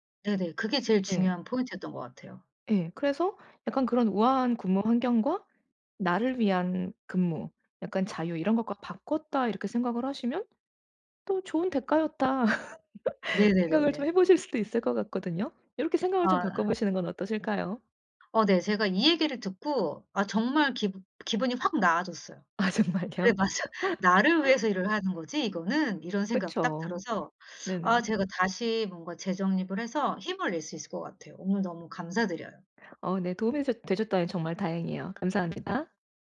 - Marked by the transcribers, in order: other background noise; laugh; laughing while speaking: "'그래 맞아"; laughing while speaking: "아 정말요?"; laugh
- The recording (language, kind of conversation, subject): Korean, advice, 사회적 지위 변화로 낮아진 자존감을 회복하고 정체성을 다시 세우려면 어떻게 해야 하나요?